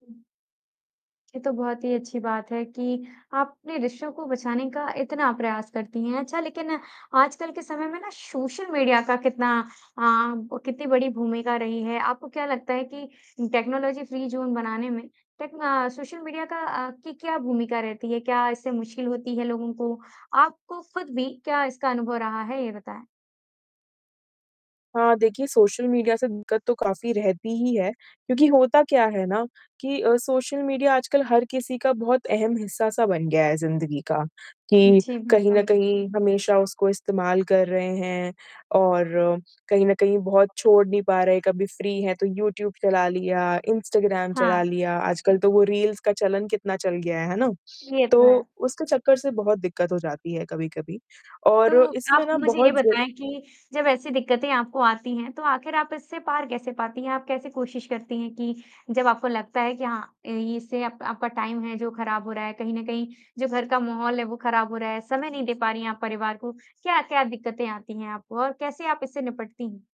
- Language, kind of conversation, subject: Hindi, podcast, आप अपने घर में तकनीक-मुक्त क्षेत्र कैसे बनाते हैं?
- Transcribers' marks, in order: tapping; static; other background noise; in English: "टेक्नोलॉजी फ्री ज़ोन"; distorted speech; in English: "फ्री"; in English: "रील्स"; in English: "टाइम"